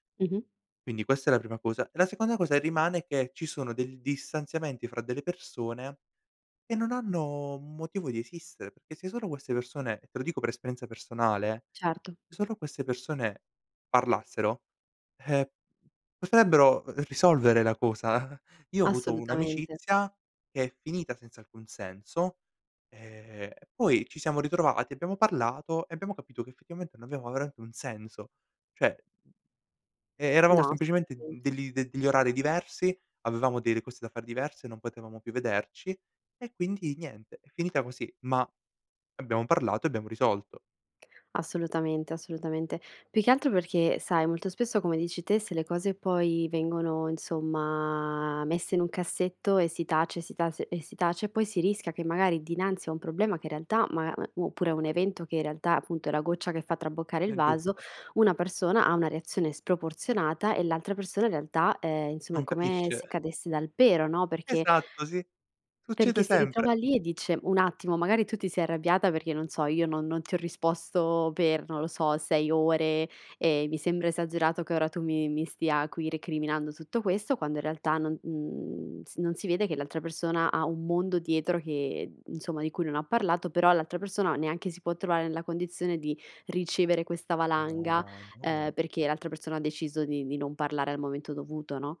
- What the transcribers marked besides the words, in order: chuckle; unintelligible speech; "degli" said as "delli"
- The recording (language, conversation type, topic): Italian, podcast, Come bilanci onestà e tatto nelle parole?